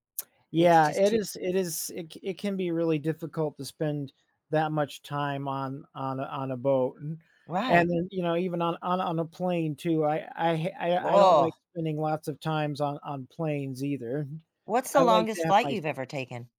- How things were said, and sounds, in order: none
- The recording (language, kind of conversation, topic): English, unstructured, What factors influence your decision to drive or fly when planning a trip?